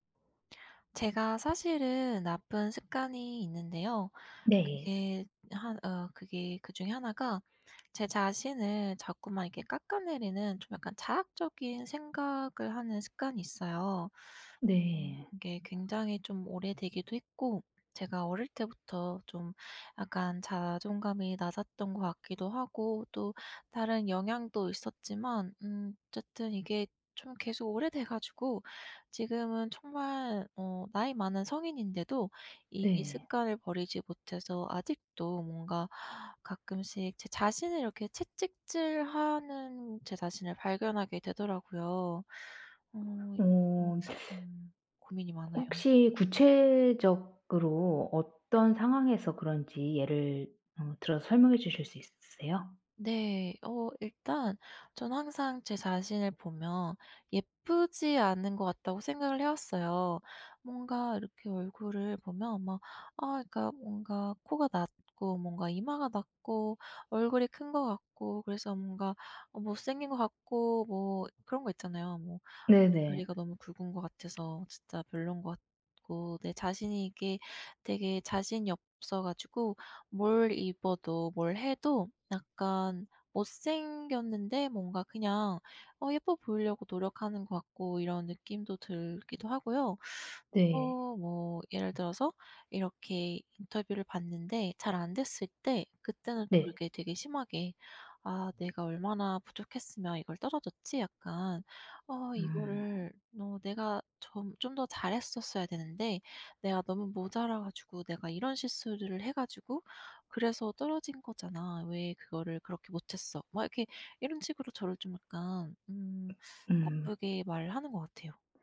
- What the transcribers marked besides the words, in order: tapping; teeth sucking
- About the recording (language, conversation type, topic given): Korean, advice, 자꾸 스스로를 깎아내리는 생각이 습관처럼 떠오를 때 어떻게 해야 하나요?